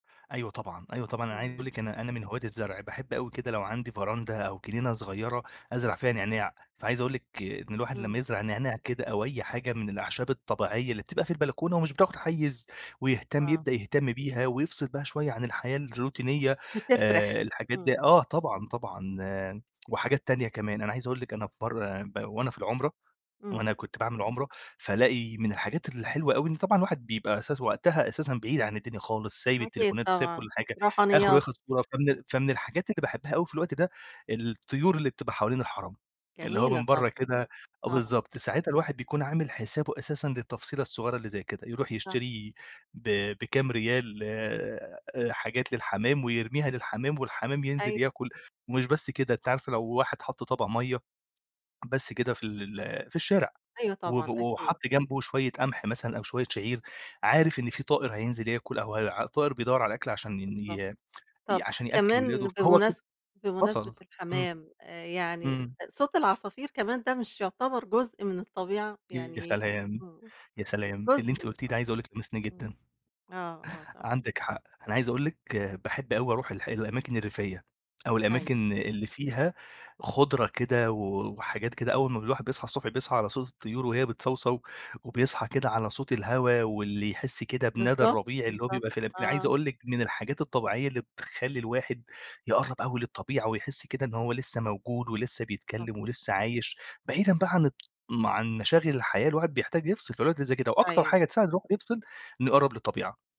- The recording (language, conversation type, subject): Arabic, podcast, إيه الحاجات البسيطة اللي بتقرّب الناس من الطبيعة؟
- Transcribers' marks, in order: in English: "الروتينية"; tapping; unintelligible speech